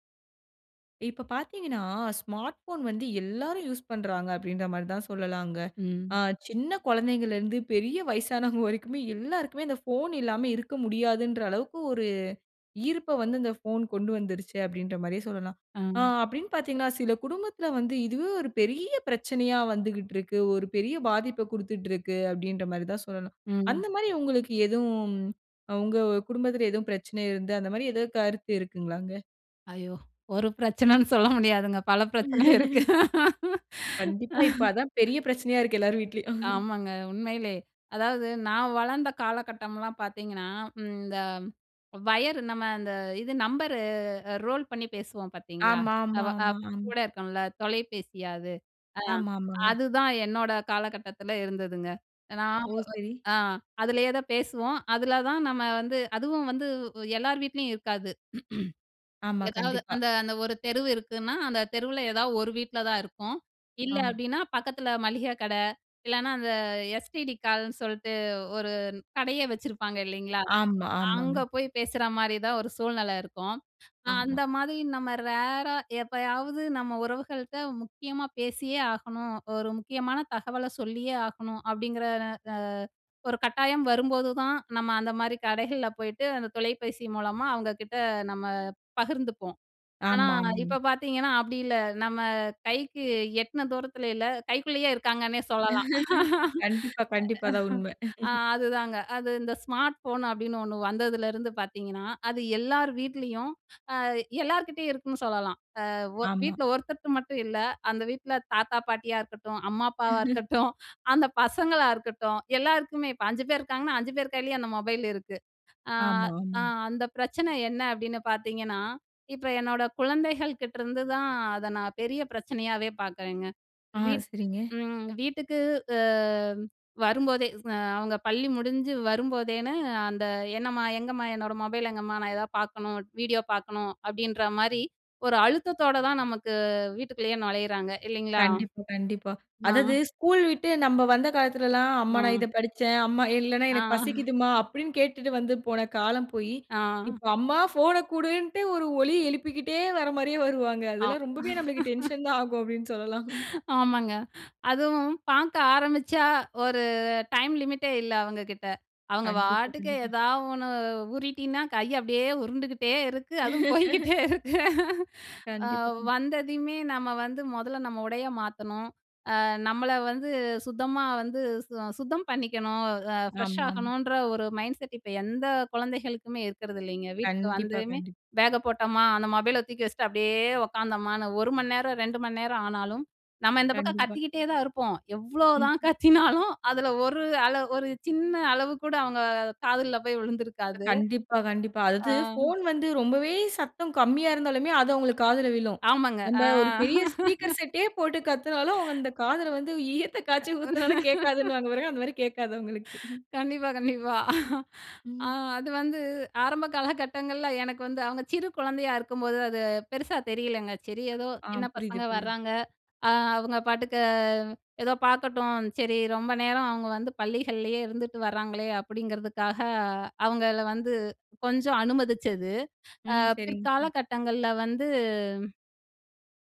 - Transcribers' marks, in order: snort; laugh; laugh; other noise; chuckle; in English: "ரோல்"; throat clearing; other background noise; in English: "எஸ்டிடி"; laugh; in English: "ஸ்மார்ட் ஃபோன்"; laugh; laugh; snort; laugh; laugh; inhale; snort; laughing while speaking: "அதுவும் போய்க்கிட்டே இருக்கு"; laugh; snort; laugh; laugh; inhale; chuckle
- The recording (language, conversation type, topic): Tamil, podcast, உங்கள் கைப்பேசி குடும்ப உறவுகளை எப்படி பாதிக்கிறது?